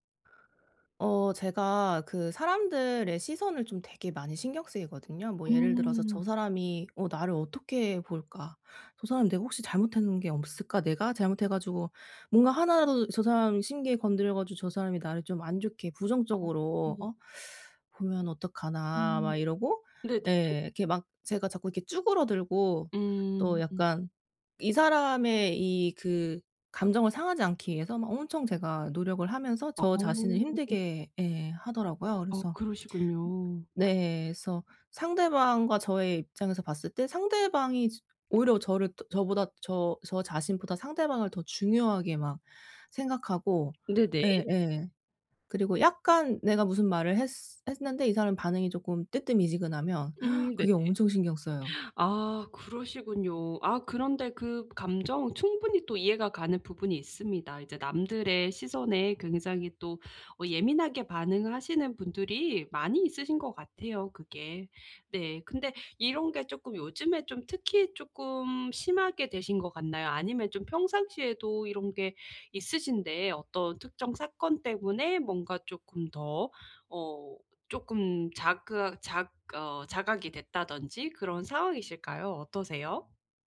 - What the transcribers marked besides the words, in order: teeth sucking; other background noise; tapping; gasp
- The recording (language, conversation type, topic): Korean, advice, 다른 사람의 시선에 흔들리지 않고 제 모습을 지키려면 어떻게 해야 하나요?